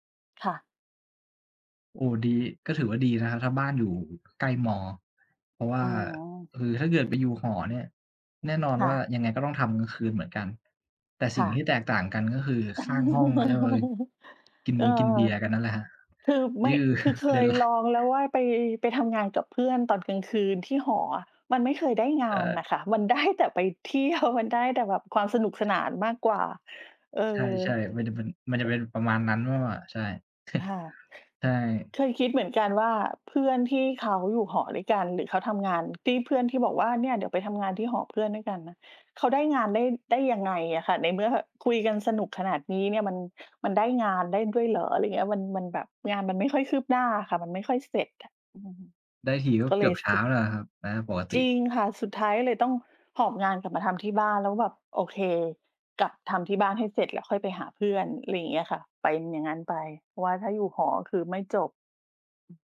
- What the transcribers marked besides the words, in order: chuckle; laughing while speaking: "นี่คือประเด็นหลัก"; laughing while speaking: "ได้"; laughing while speaking: "เที่ยว"; tapping; chuckle; other noise
- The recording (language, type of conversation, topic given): Thai, unstructured, คุณชอบฟังเพลงระหว่างทำงานหรือชอบทำงานในความเงียบมากกว่ากัน และเพราะอะไร?